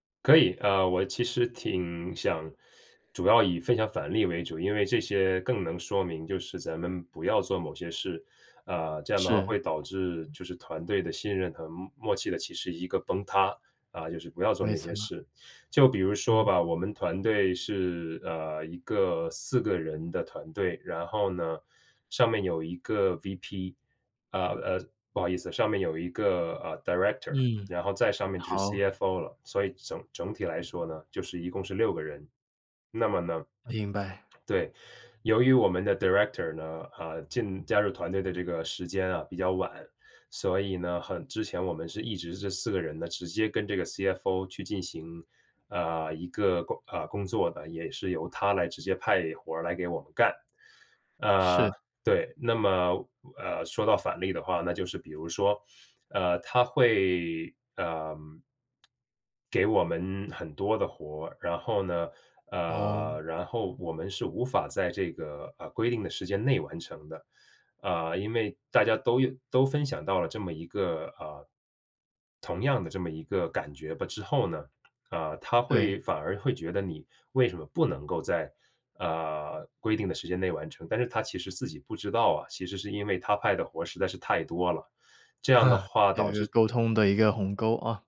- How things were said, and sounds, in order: other background noise; in English: "director"; in English: "director"; in English: "CFO"; chuckle
- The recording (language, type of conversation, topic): Chinese, podcast, 在团队里如何建立信任和默契？